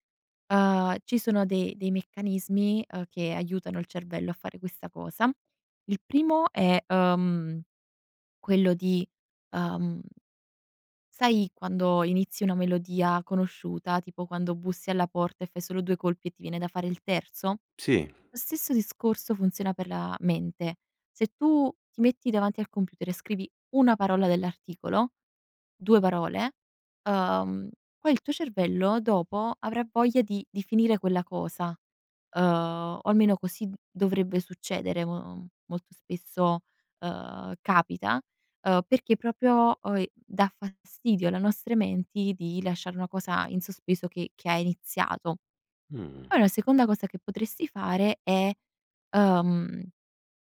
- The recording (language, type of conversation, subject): Italian, advice, Come posso smettere di procrastinare su un progetto importante fino all'ultimo momento?
- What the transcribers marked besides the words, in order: "proprio" said as "propio"